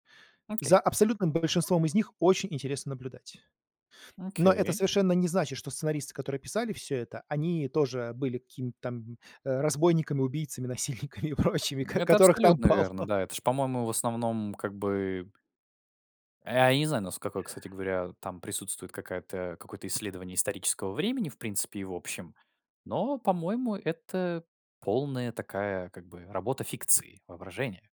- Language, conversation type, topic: Russian, podcast, Как вы создаёте голос своего персонажа?
- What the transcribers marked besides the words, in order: laughing while speaking: "насильниками и прочими, к которых там полно"; other background noise